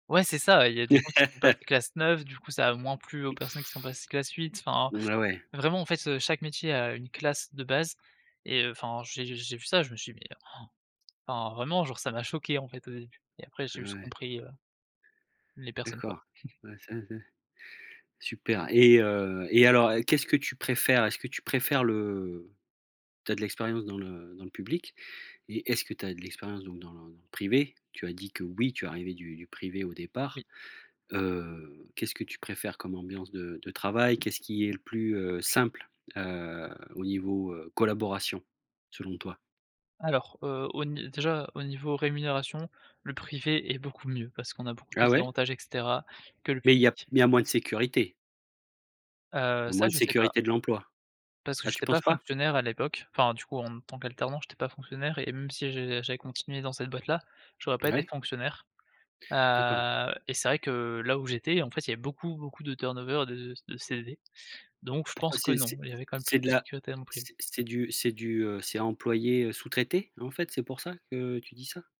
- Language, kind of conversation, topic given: French, podcast, Comment construisez-vous la confiance au début d’une collaboration ?
- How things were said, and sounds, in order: laugh; tapping; gasp; chuckle; other background noise